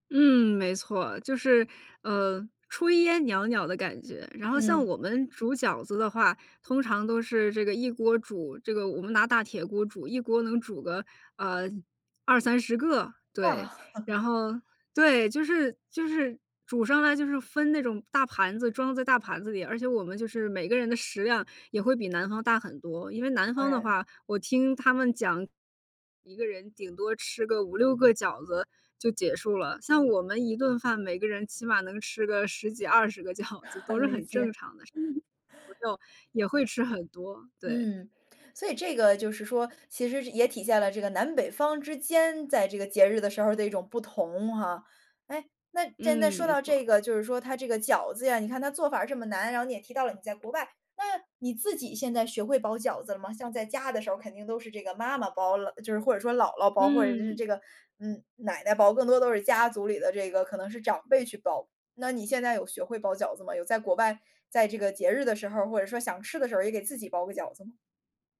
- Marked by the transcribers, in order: chuckle; laughing while speaking: "饺子"; unintelligible speech
- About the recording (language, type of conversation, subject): Chinese, podcast, 有没有哪道菜最能代表你家乡的过节味道？